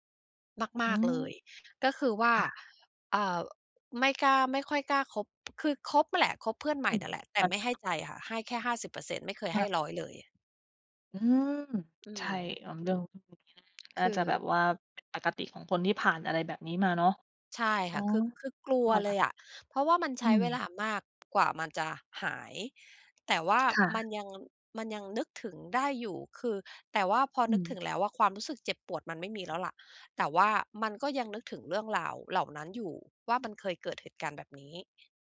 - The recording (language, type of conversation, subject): Thai, podcast, เมื่อความไว้ใจหายไป ควรเริ่มฟื้นฟูจากตรงไหนก่อน?
- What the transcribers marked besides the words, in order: tapping; unintelligible speech; unintelligible speech; other background noise